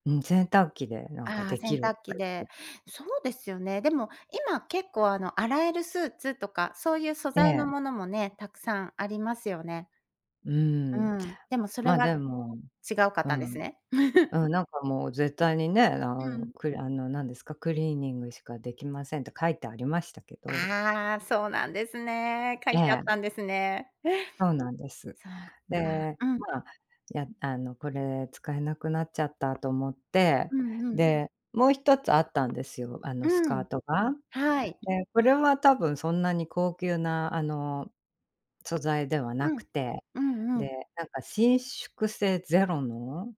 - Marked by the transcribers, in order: giggle
- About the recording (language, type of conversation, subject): Japanese, podcast, 仕事や環境の変化で服装を変えた経験はありますか？